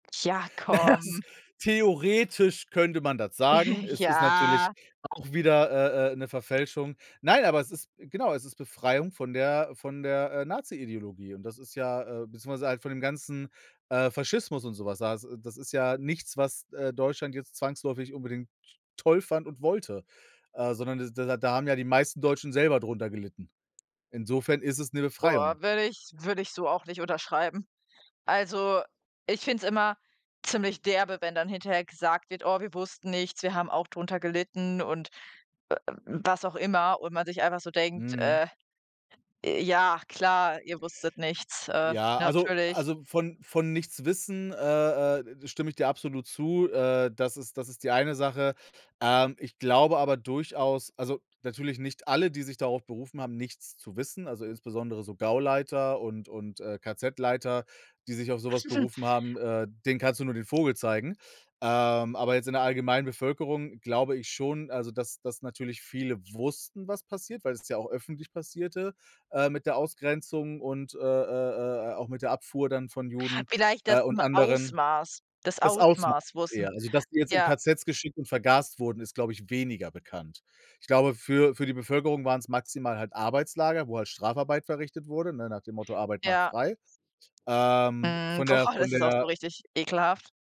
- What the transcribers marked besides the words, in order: laughing while speaking: "Na ja, es ist"; other background noise; chuckle; drawn out: "Ja"; unintelligible speech
- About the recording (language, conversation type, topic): German, unstructured, Wie groß ist der Einfluss von Macht auf die Geschichtsschreibung?